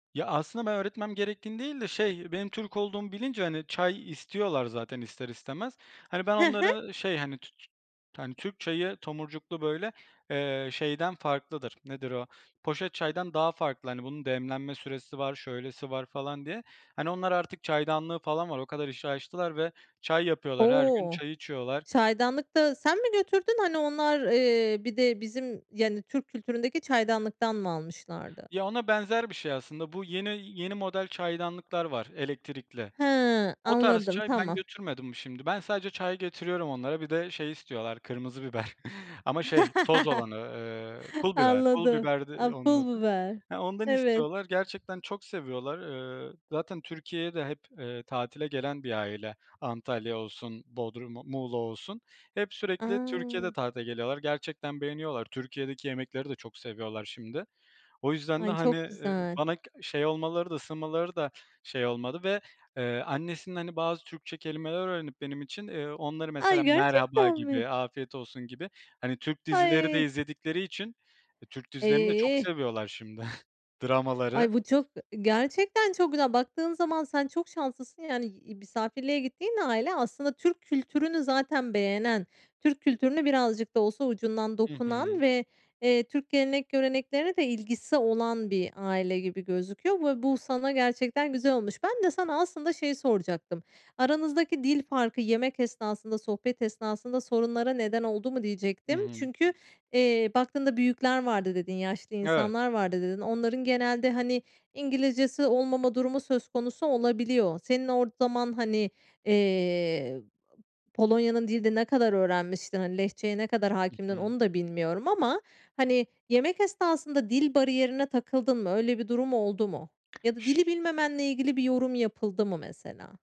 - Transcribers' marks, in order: other background noise; laughing while speaking: "kırmızı biber"; laugh; tapping; drawn out: "Eh"; chuckle; other noise
- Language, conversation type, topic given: Turkish, podcast, Farklı bir ülkede yemeğe davet edildiğinde neler öğrendin?